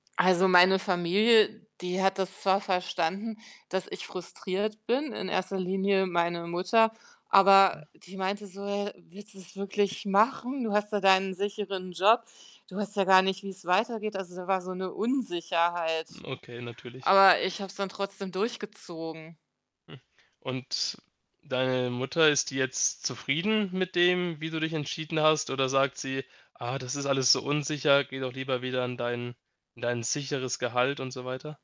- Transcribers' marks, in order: unintelligible speech; tapping; snort
- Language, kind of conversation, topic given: German, podcast, Wie entscheidest du, ob es Zeit ist, den Job zu wechseln?